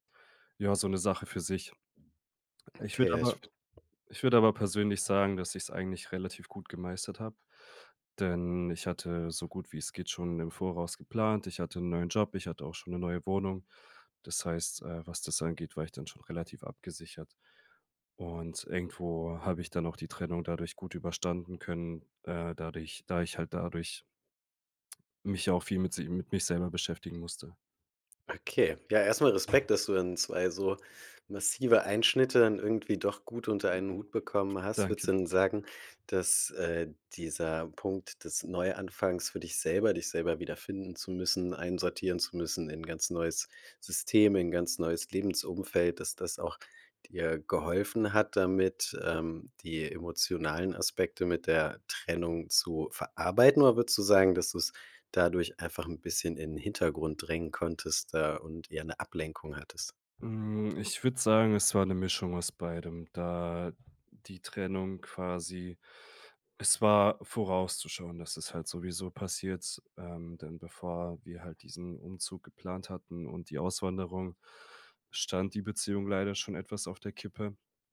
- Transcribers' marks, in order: tapping; other background noise
- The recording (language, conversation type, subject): German, podcast, Wie gehst du mit Zweifeln bei einem Neuanfang um?